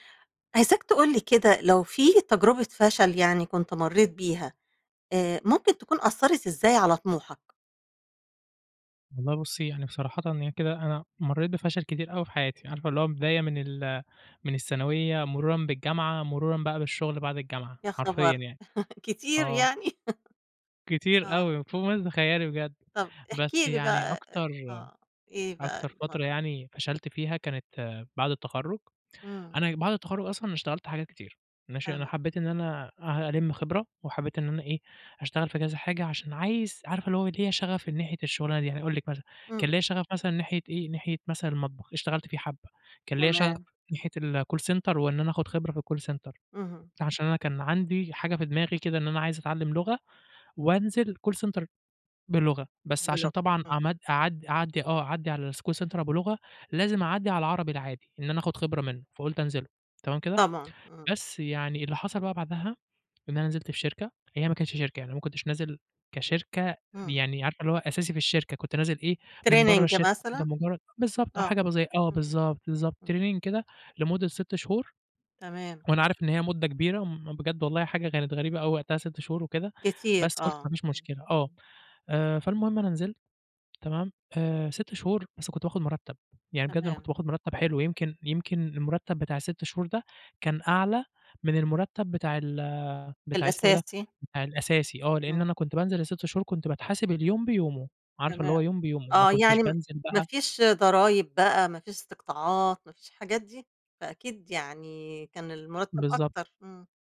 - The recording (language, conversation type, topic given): Arabic, podcast, كيف أثّرت تجربة الفشل على طموحك؟
- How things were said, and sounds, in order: chuckle; unintelligible speech; other noise; in English: "الcall center"; in English: "الcall center"; in English: "call center"; unintelligible speech; in English: "الschool center"; in English: "training"; in English: "training"